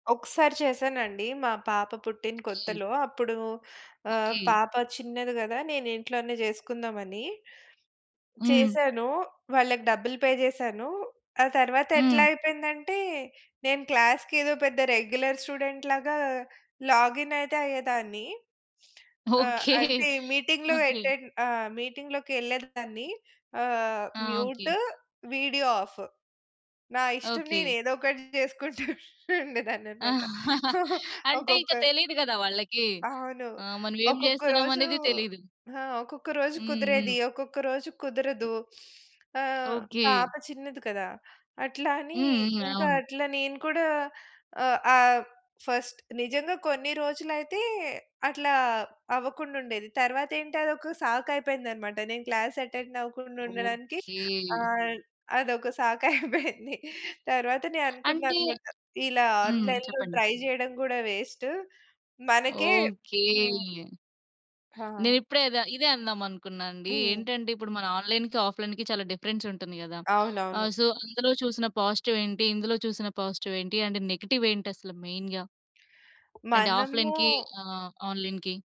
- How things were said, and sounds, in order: other background noise; in English: "పే"; in English: "క్లాస్‌కి"; in English: "రెగ్యులర్ స్టూడెంట్‌లాగా లాగిన్"; chuckle; in English: "ఎటన్"; in English: "వీడియో ఆఫ్"; laughing while speaking: "చేసుకుంటుండేదాన్నన్నమాట"; chuckle; tapping; in English: "ఫస్ట్"; in English: "క్లాస్ అటెండ్"; laughing while speaking: "సాకైపోయింది"; in English: "ఆన్‌లైన్‌లో ట్రై"; in English: "వేస్ట్"; in English: "ఆన్‌లైన్‌కి, ఆఫ్‌లైన్‌కి"; in English: "డిఫరెన్స్"; in English: "సో"; in English: "పాజిటివ్"; in English: "పాజిటివ్"; in English: "నెగెటివ్"; in English: "మెయిన్‌గా?"; in English: "అండ్ ఆఫ్‌లైన్‌కి"; in English: "ఆన్‌లైన్‌కి"
- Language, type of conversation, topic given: Telugu, podcast, మీ రోజువారీ దినచర్యలో ధ్యానం లేదా శ్వాసాభ్యాసం ఎప్పుడు, ఎలా చోటు చేసుకుంటాయి?